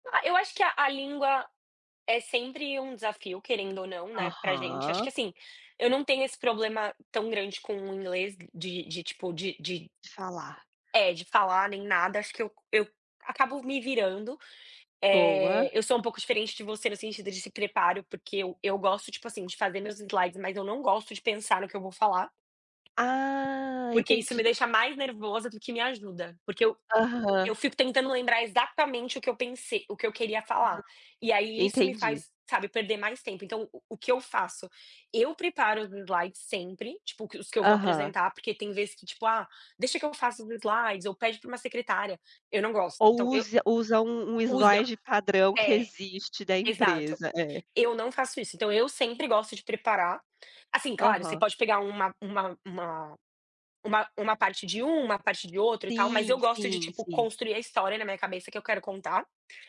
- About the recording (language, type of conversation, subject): Portuguese, unstructured, Qual foi o seu maior desafio no trabalho?
- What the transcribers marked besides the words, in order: tapping